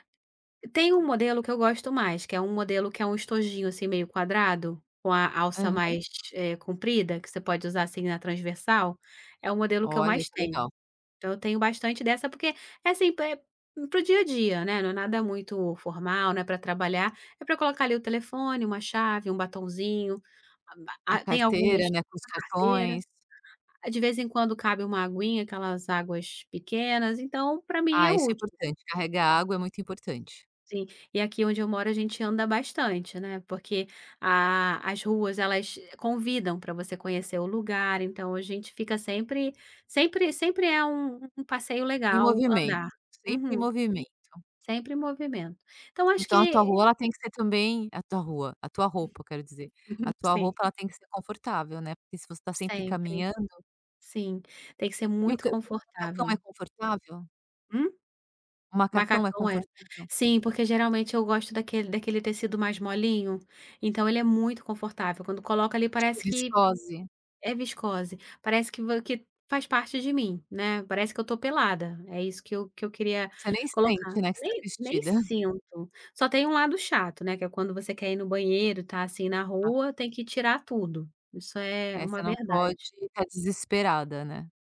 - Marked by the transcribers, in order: tapping; chuckle; chuckle
- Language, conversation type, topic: Portuguese, podcast, Que roupa te faz sentir protegido ou seguro?